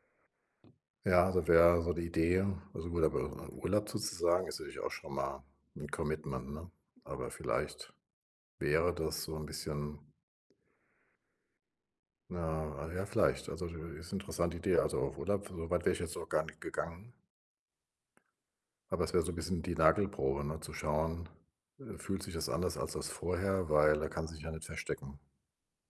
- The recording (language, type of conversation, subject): German, advice, Bin ich emotional bereit für einen großen Neuanfang?
- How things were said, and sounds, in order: in English: "Commitment"; unintelligible speech